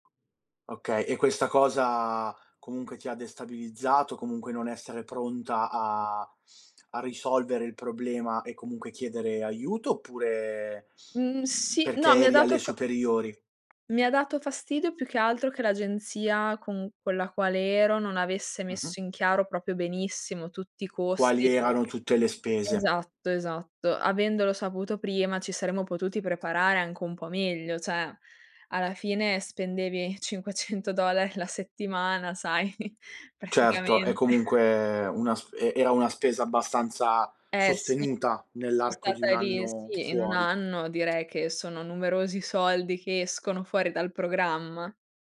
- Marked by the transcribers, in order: other background noise; tapping; "proprio" said as "propio"; "Cioè" said as "ceh"; laughing while speaking: "sai. Praticamente"
- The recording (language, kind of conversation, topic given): Italian, podcast, Come scegli di gestire i tuoi soldi e le spese più importanti?